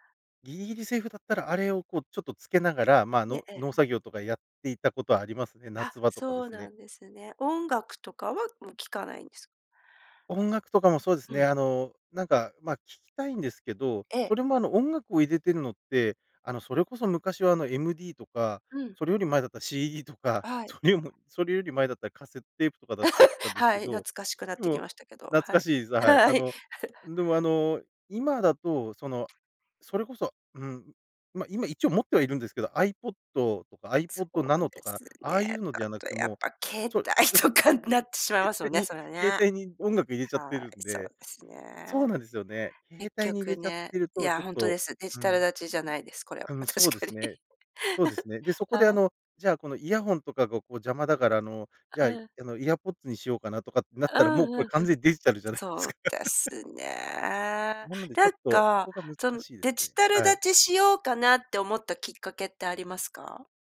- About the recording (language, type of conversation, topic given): Japanese, podcast, あえてデジタル断ちする時間を取っていますか？
- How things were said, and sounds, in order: laugh; laughing while speaking: "はい"; chuckle; laughing while speaking: "だとやっぱ携帯とかになってしまいますもんね"; chuckle; laughing while speaking: "携帯に 携帯に音楽入れちゃってるんで"; laughing while speaking: "確かに"; laugh; laugh